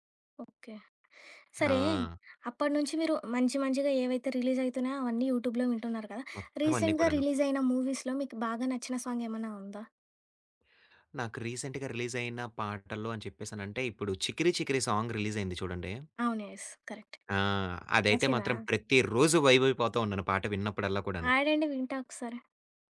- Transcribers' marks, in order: in English: "యూట్యూబ్‌లో"; in English: "రీసెంట్‌గా రిలీజ్"; in English: "మూవీస్‌లో"; other background noise; in English: "రీసెంట్‌గా"; in English: "సాంగ్"; in English: "యెస్, కరెక్ట్"; in English: "వైబ్"; tapping
- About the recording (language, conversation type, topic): Telugu, podcast, కొత్త పాటలను సాధారణంగా మీరు ఎక్కడి నుంచి కనుగొంటారు?